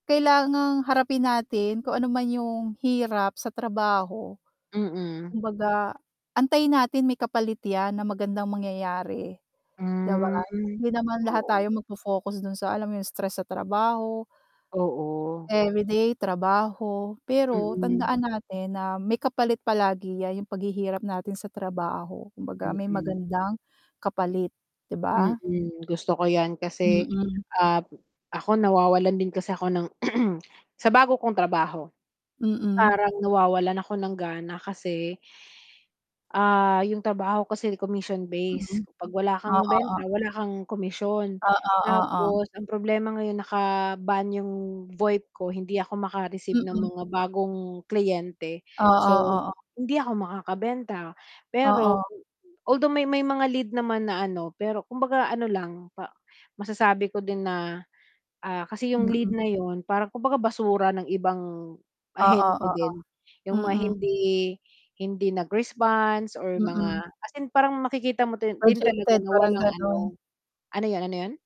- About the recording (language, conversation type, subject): Filipino, unstructured, Ano ang pinakanakakatuwang karanasan mo sa trabaho?
- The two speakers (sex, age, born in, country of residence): female, 40-44, Philippines, Philippines; female, 40-44, Philippines, United States
- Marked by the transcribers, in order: static; drawn out: "Hmm"; throat clearing; distorted speech